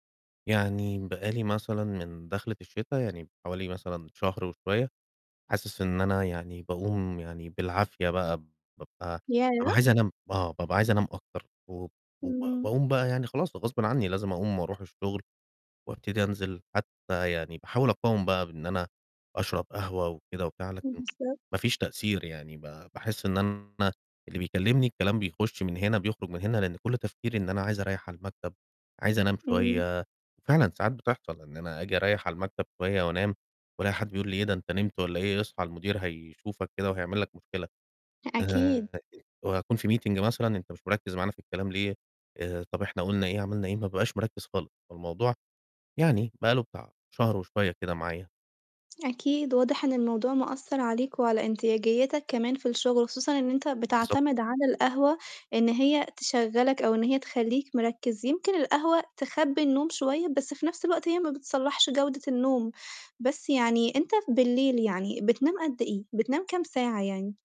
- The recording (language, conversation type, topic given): Arabic, advice, إيه سبب النعاس الشديد أثناء النهار اللي بيعرقل شغلي وتركيزي؟
- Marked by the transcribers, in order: tsk; distorted speech; in English: "meeting"; tapping